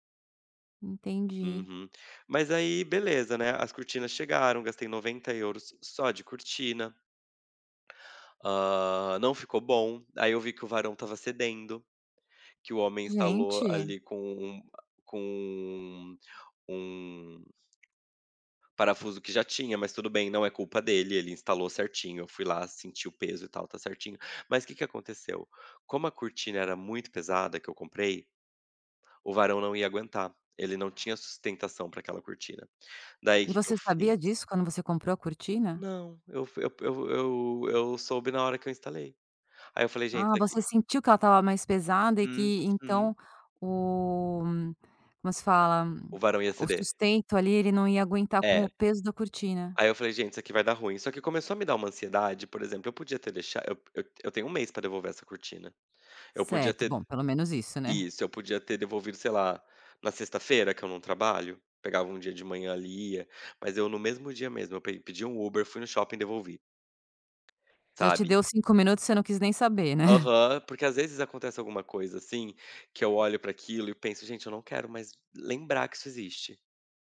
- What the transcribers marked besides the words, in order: tapping; other background noise; chuckle
- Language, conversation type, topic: Portuguese, podcast, Como você organiza seu espaço em casa para ser mais produtivo?